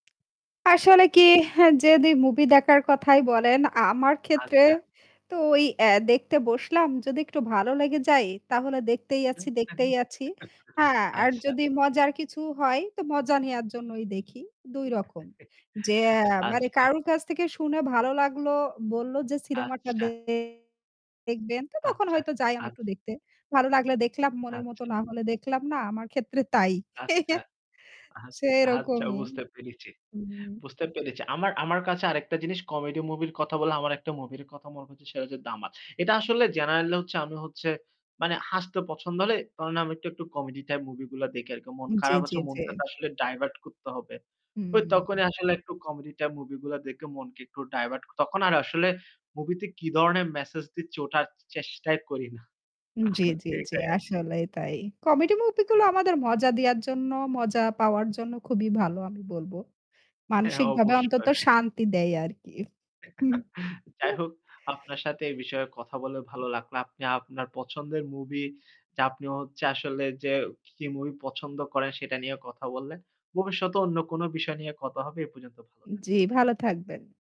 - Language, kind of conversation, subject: Bengali, unstructured, সিনেমা দেখে আপনার সবচেয়ে ভালো লাগা মুহূর্ত কোনটি?
- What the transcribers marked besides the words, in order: "যদি" said as "যেদি"; chuckle; distorted speech; chuckle; "আচ্ছা" said as "আচ্চা"; chuckle; unintelligible speech; "খারাপ" said as "কারাপ"; chuckle